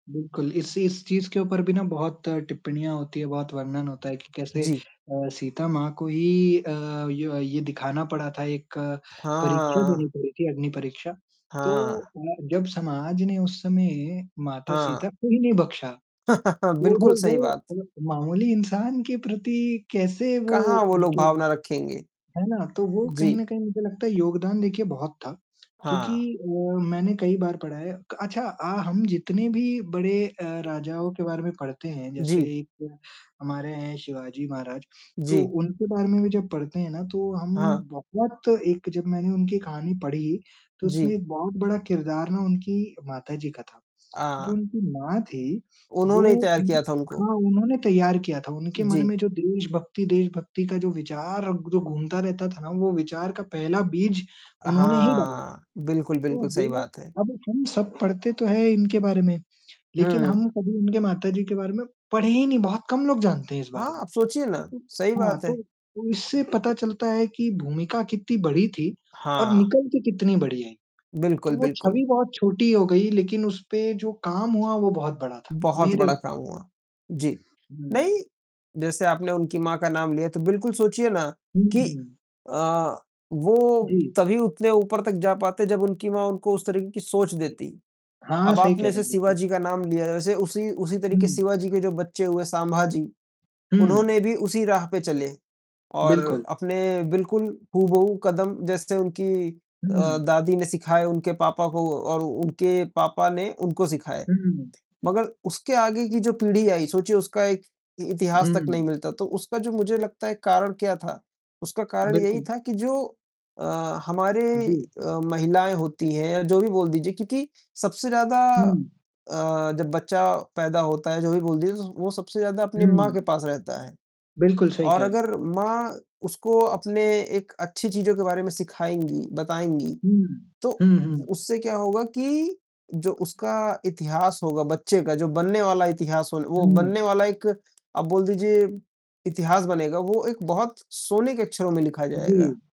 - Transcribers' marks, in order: mechanical hum; distorted speech; tapping; static; chuckle; unintelligible speech; other noise
- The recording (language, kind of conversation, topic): Hindi, unstructured, इतिहास में महिलाओं की भूमिका कैसी रही है?
- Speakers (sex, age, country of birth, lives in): male, 20-24, India, India; male, 20-24, India, India